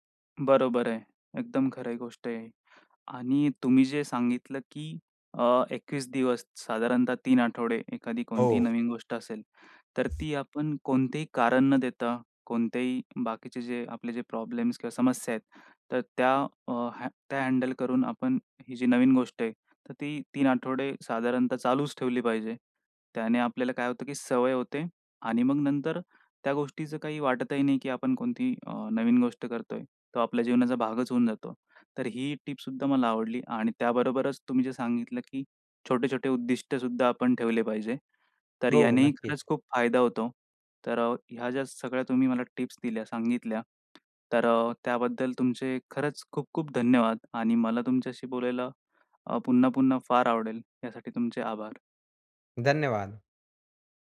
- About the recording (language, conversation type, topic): Marathi, podcast, स्वतःहून काहीतरी शिकायला सुरुवात कशी करावी?
- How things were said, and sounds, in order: other background noise; in English: "हँडल"; tapping